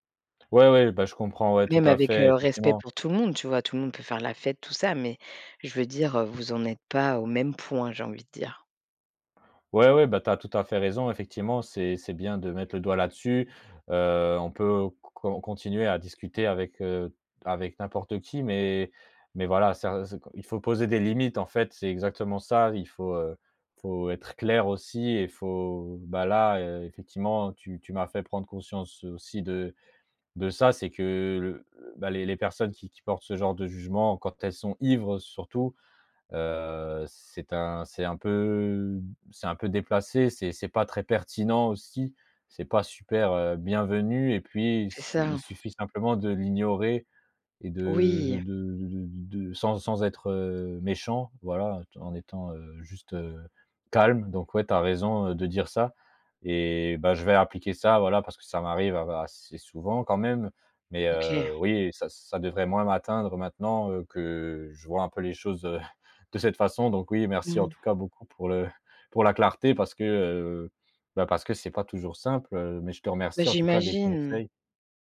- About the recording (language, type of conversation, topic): French, advice, Comment gérer la pression à boire ou à faire la fête pour être accepté ?
- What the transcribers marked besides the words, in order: tapping; stressed: "ivres"; stressed: "calme"; chuckle